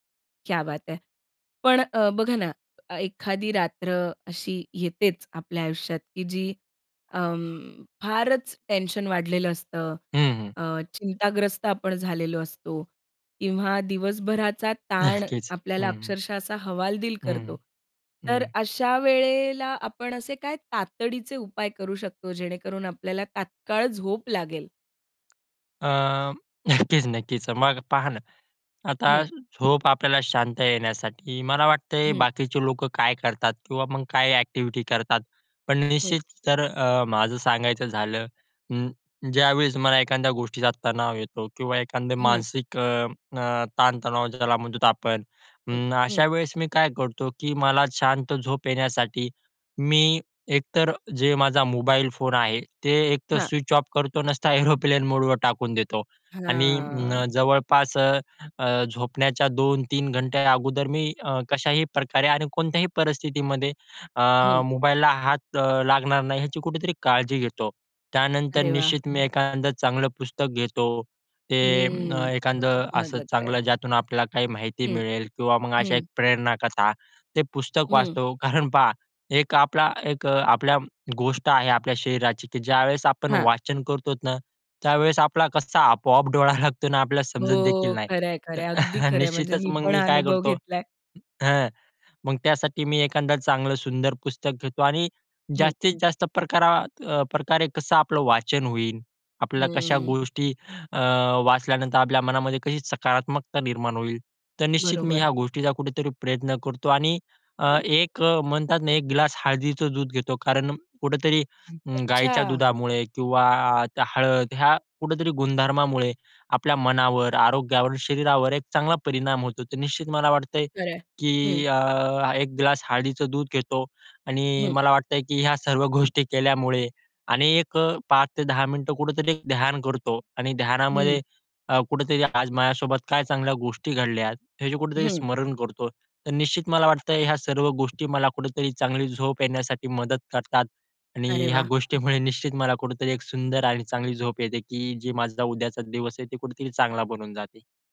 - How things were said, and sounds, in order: in Hindi: "क्या बात है!"; tapping; chuckle; other background noise; laughing while speaking: "एरोप्लेन मोडवर"; laughing while speaking: "कारण"; laughing while speaking: "डोळा लागतो ना"; chuckle
- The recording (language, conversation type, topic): Marathi, podcast, झोपेपूर्वी शांत होण्यासाठी तुम्ही काय करता?